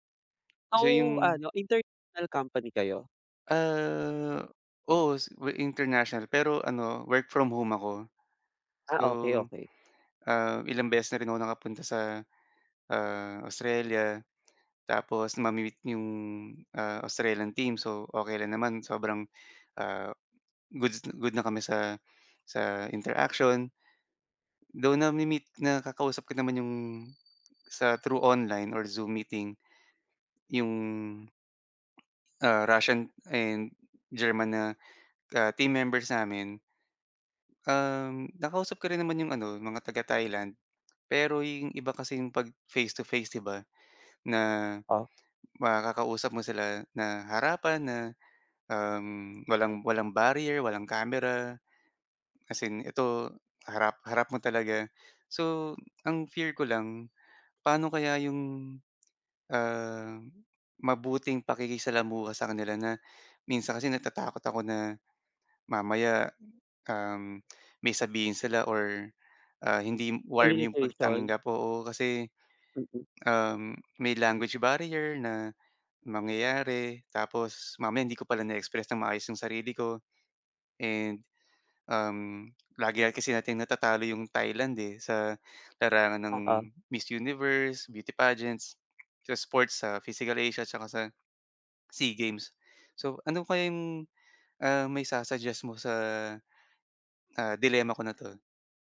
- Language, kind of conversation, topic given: Filipino, advice, Paano ko mapapahusay ang praktikal na kasanayan ko sa komunikasyon kapag lumipat ako sa bagong lugar?
- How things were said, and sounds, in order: tapping; alarm; other background noise; dog barking